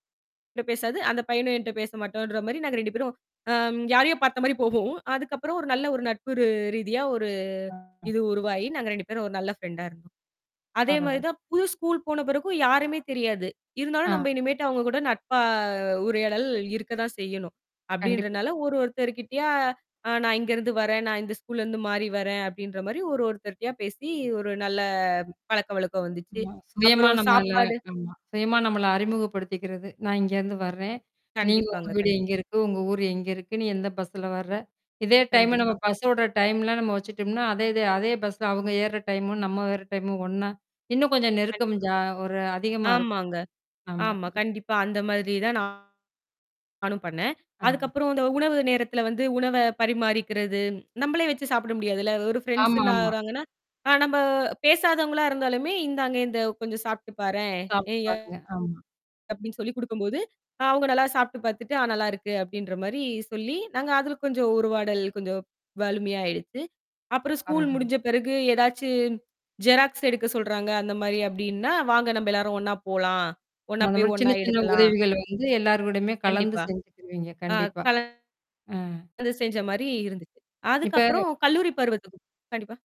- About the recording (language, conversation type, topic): Tamil, podcast, புதிய இடத்தில் புதிய நண்பர்களைச் சந்திக்க நீங்கள் என்ன செய்கிறீர்கள்?
- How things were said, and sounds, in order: distorted speech; mechanical hum; tapping; drawn out: "நட்பா"; drawn out: "நல்ல"; other background noise; other noise